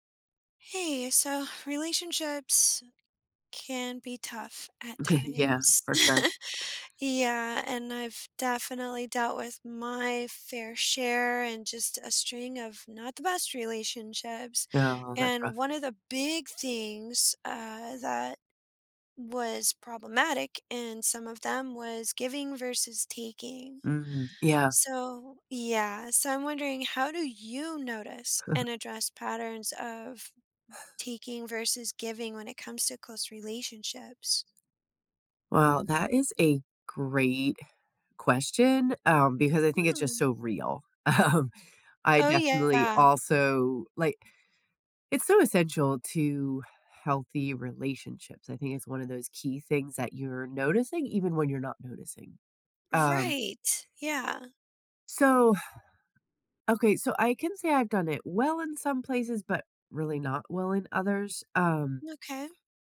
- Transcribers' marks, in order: chuckle; laughing while speaking: "Okay, yeah"; tapping; stressed: "big"; stressed: "you"; chuckle; stressed: "great"; laughing while speaking: "Um"; sigh; other background noise
- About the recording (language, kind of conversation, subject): English, unstructured, How can I spot and address giving-versus-taking in my close relationships?
- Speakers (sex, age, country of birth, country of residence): female, 40-44, United States, United States; female, 45-49, United States, United States